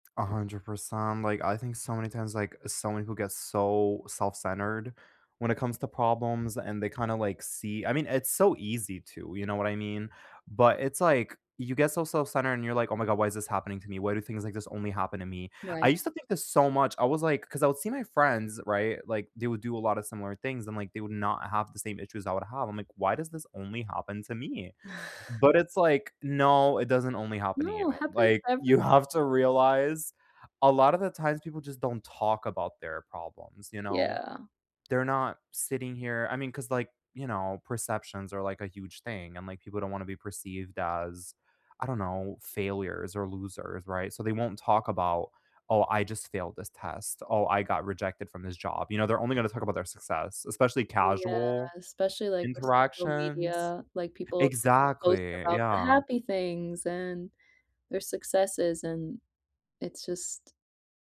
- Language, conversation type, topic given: English, unstructured, How do you handle setbacks when working toward a goal?
- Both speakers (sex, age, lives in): female, 25-29, United States; male, 20-24, United States
- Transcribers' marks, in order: chuckle; laughing while speaking: "have"; tapping